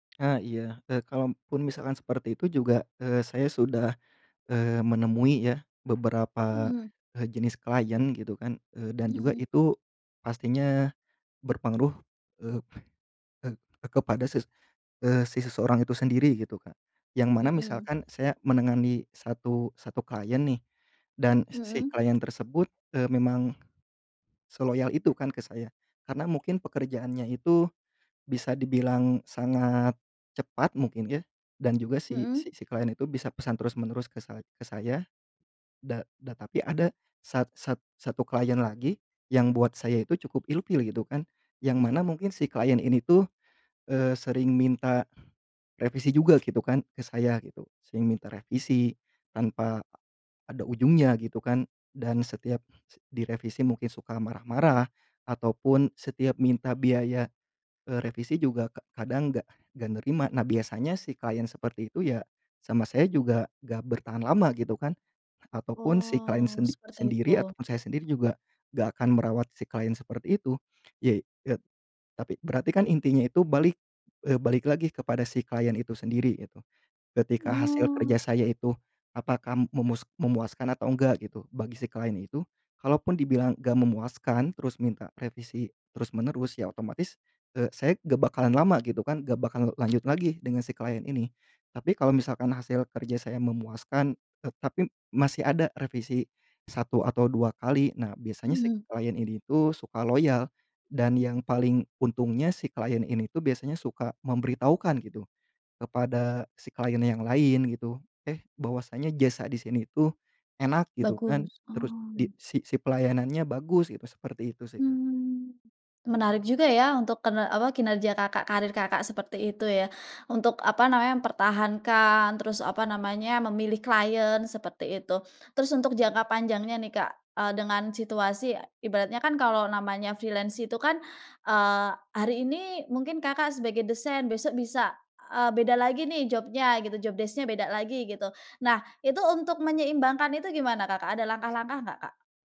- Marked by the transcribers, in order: other background noise; tapping; in English: "freelance"; in English: "job-nya"; in English: "job desc-nya"
- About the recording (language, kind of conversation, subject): Indonesian, podcast, Apa keputusan karier paling berani yang pernah kamu ambil?